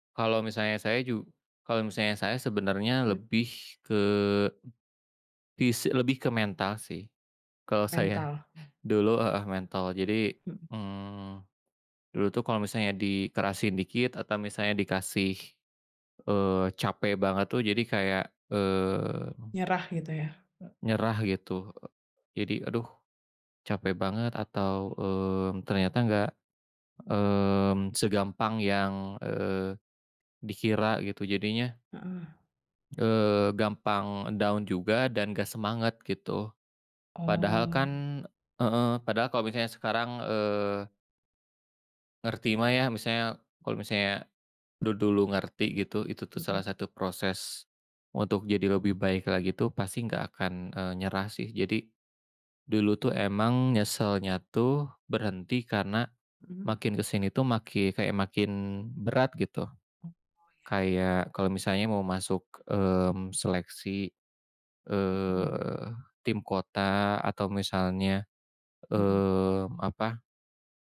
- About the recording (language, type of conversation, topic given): Indonesian, unstructured, Apa olahraga favoritmu, dan mengapa kamu menyukainya?
- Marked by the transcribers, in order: other background noise; laughing while speaking: "saya"; in English: "down"